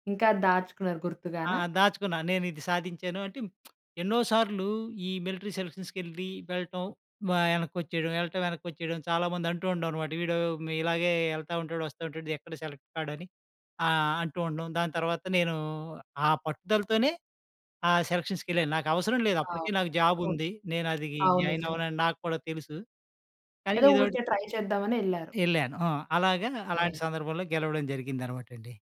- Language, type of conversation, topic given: Telugu, podcast, మీ జీవితంలో ఒక అదృష్టసంధర్భం గురించి చెప్పగలరా?
- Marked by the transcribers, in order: lip smack; in English: "మిలిటరీ సెలక్షన్స్‌కెళ్లి"; in English: "సెలెక్ట్"; in English: "సెలక్షన్స్‌కెళ్ళాను"; in English: "జాబ్"; in English: "జాయిన్"; in English: "ట్రై"